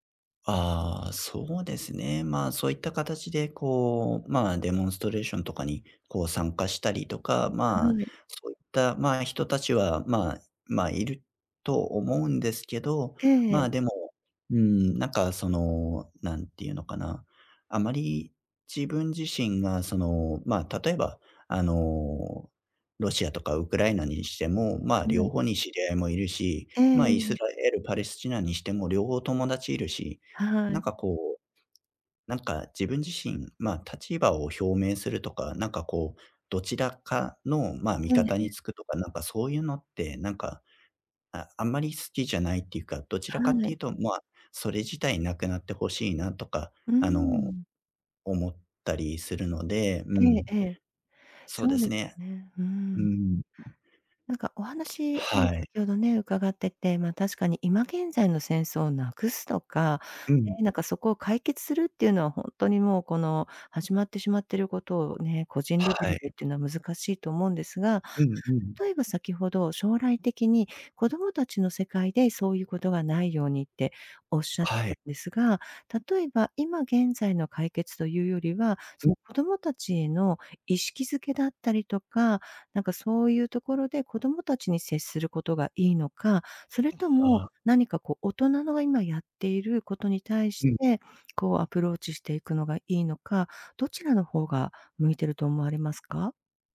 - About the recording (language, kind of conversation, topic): Japanese, advice, 社会貢献や意味のある活動を始めるには、何から取り組めばよいですか？
- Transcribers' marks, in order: none